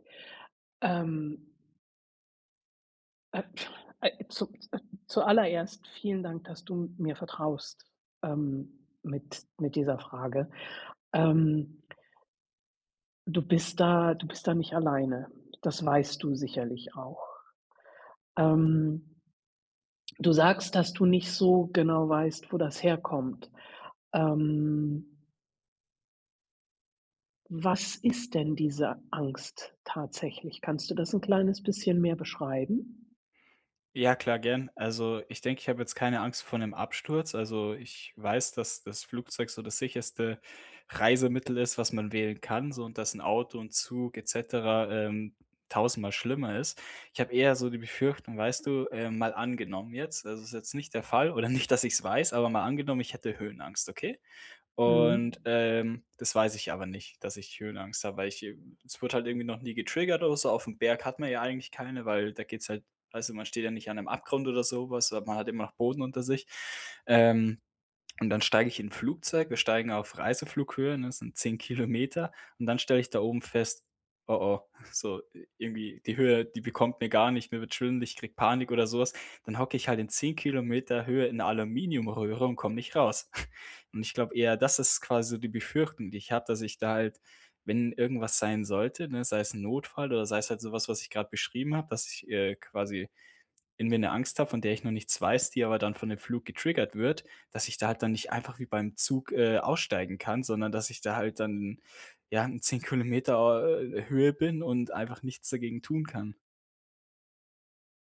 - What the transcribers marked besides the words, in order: other noise; other background noise; laughing while speaking: "nicht"; chuckle
- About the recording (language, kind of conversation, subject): German, advice, Wie kann ich beim Reisen besser mit Angst und Unsicherheit umgehen?